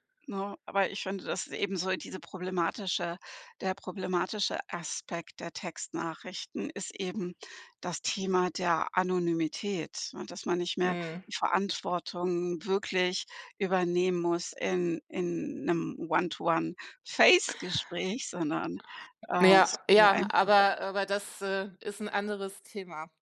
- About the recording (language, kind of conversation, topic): German, podcast, Wie gehst du mit Missverständnissen in Textnachrichten um?
- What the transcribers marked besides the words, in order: other background noise; in English: "One-to-One-Face"